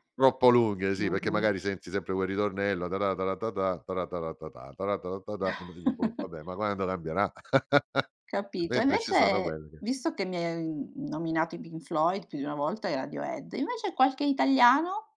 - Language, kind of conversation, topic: Italian, podcast, Quale canzone ti emoziona di più e perché?
- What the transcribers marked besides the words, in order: singing: "tara tara tatà, tara tara tatà, tara tara tatà"; chuckle; chuckle; tapping